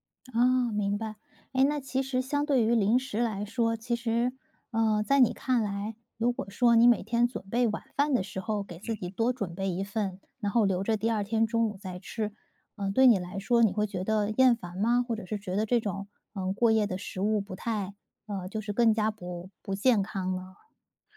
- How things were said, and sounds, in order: none
- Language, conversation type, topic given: Chinese, advice, 如何控制零食冲动